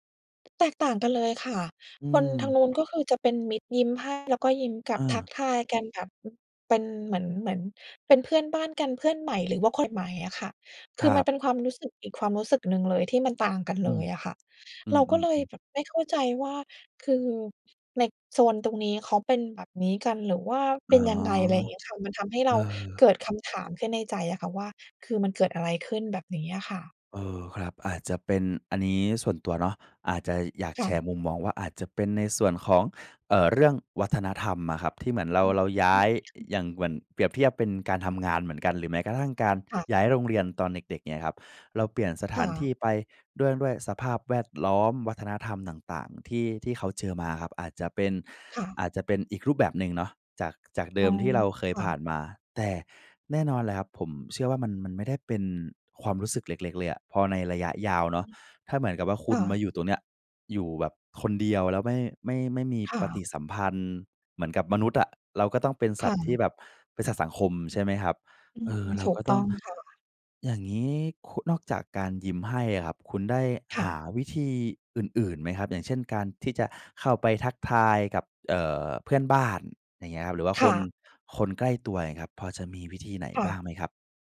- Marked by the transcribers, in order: other background noise; other noise
- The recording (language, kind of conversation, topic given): Thai, advice, คุณกังวลเรื่องการเข้ากลุ่มสังคมใหม่และกลัวว่าจะเข้ากับคนอื่นไม่ได้ใช่ไหม?